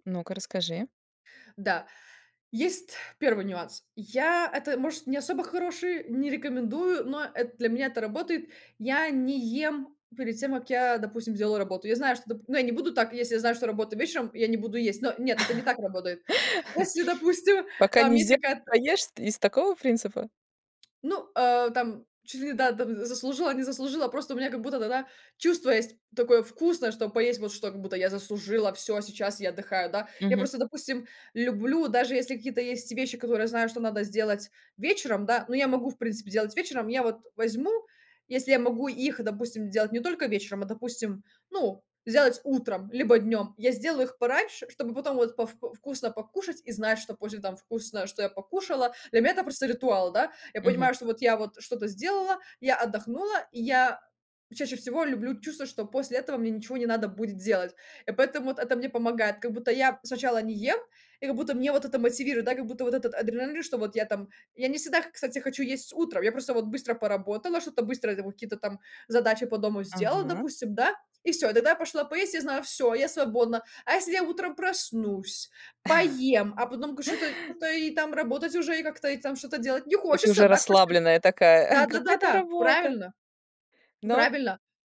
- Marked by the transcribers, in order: laugh; tapping; "тогда" said as "тада"; chuckle; chuckle; put-on voice: "какая там работа"; unintelligible speech
- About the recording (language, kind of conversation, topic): Russian, podcast, Что вы делаете, чтобы не отвлекаться во время важной работы?